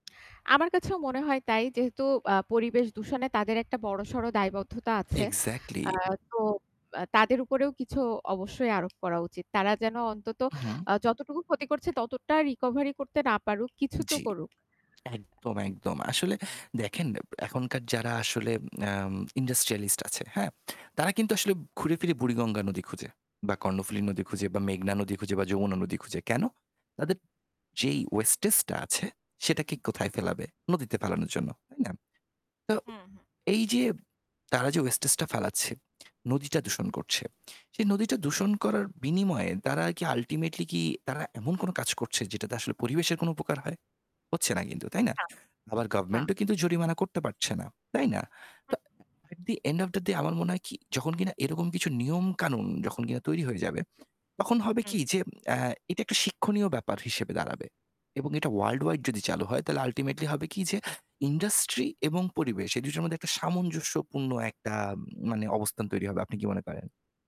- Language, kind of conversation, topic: Bengali, unstructured, পরিবেশ দূষণ কমাতে আমরা কী করতে পারি?
- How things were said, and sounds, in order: other background noise; tongue click; static; in English: "এক্সাক্টলি"; tapping; in English: "রিকভারি"; in English: "ইন্ডাস্ট্রিয়ালিস্ট"; in English: "ওয়েস্টেজ"; unintelligible speech; distorted speech; in English: "ওয়েস্টেজ"; in English: "আল্টিমেটলি"; in English: "গভর্নমেন্ট"; in English: "এট ডি এন্ড ওফ ডা ডে"; in English: "ওয়ার্লড ওয়াইড"; in English: "আল্টিমেটলি"; in English: "ইন্ডাস্ট্রি"